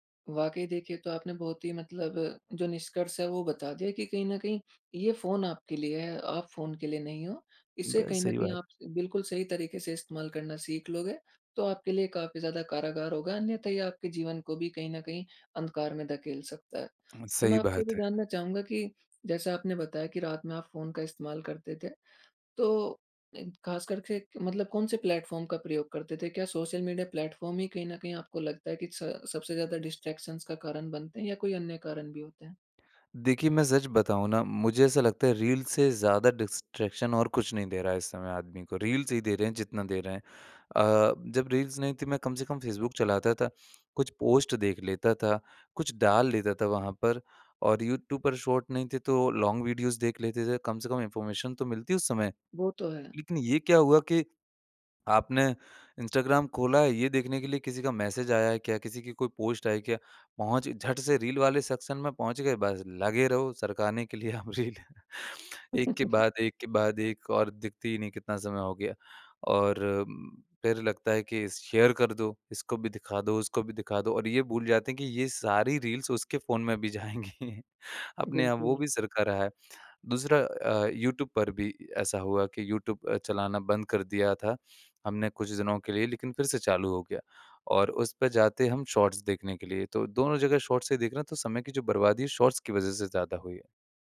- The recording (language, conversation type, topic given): Hindi, podcast, रात में फोन इस्तेमाल करने से आपकी नींद और मूड पर क्या असर पड़ता है?
- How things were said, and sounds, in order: in English: "प्लेटफ़ॉर्म"; in English: "प्लेटफ़ॉर्म"; in English: "डिस्ट्रैक्शन्स"; in English: "रील्स"; in English: "डिस्ट्रैक्शन"; in English: "रील्स"; in English: "रील्स"; in English: "पोस्ट"; in English: "शॉर्ट"; in English: "लॉन्ग वीडियोज़"; in English: "इन्फ़ॉर्मेशन"; in English: "मैसेज"; in English: "पोस्ट"; in English: "सेक्शन"; laugh; laughing while speaking: "अब रील"; chuckle; in English: "शेयर"; in English: "रील्स"; laughing while speaking: "जाएँगी"; in English: "शॉट्स"; in English: "शॉट्स"; in English: "शॉट्स"